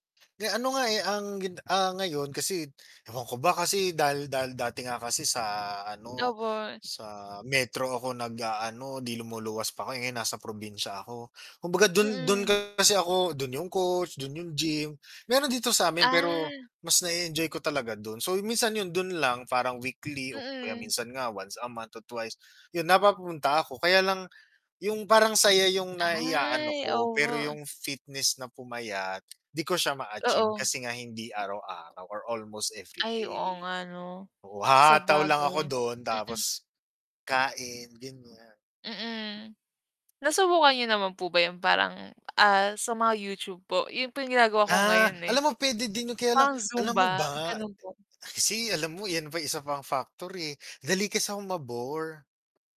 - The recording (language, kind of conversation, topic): Filipino, unstructured, Bakit may mga taong mas madaling pumayat kaysa sa iba?
- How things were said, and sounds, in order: static; wind; distorted speech; tapping